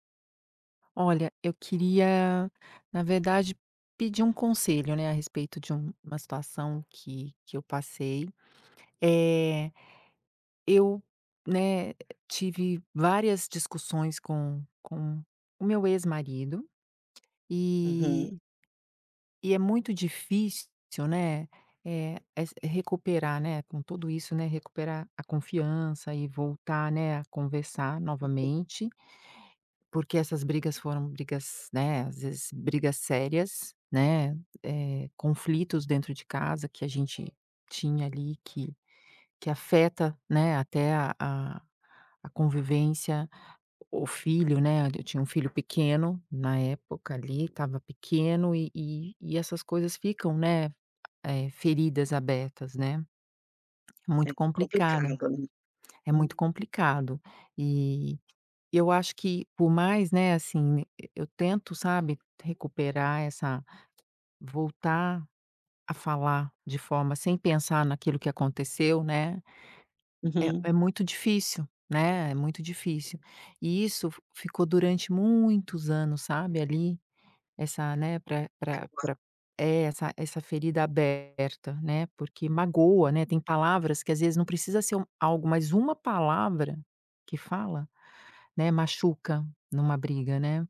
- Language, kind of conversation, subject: Portuguese, advice, Como posso recuperar a confiança depois de uma briga séria?
- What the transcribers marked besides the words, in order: other background noise; tapping; unintelligible speech; unintelligible speech